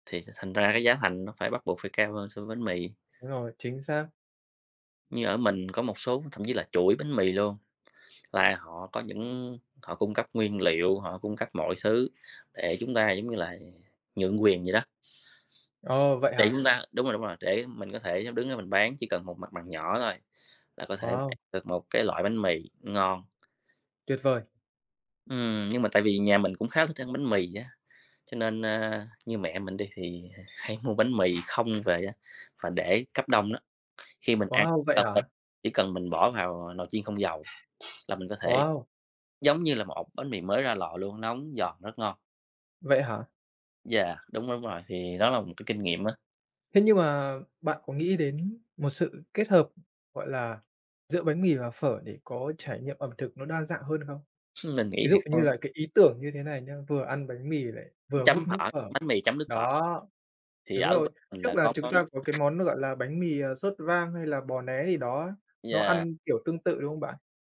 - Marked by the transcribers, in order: tapping; other background noise; unintelligible speech; chuckle; unintelligible speech
- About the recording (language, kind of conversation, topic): Vietnamese, unstructured, Bạn thích ăn sáng với bánh mì hay phở hơn?